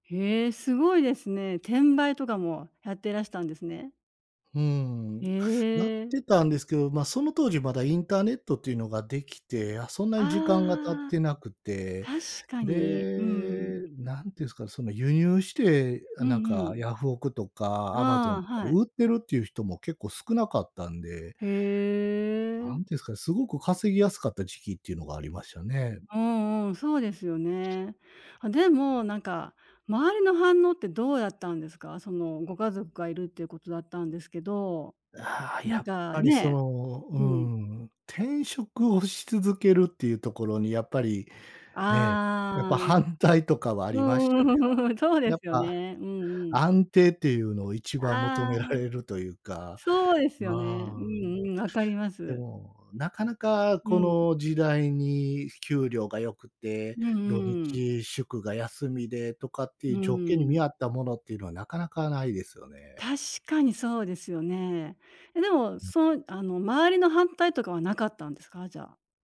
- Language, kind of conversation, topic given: Japanese, podcast, 転職を考え始めたきっかけは何でしたか？
- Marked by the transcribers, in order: other background noise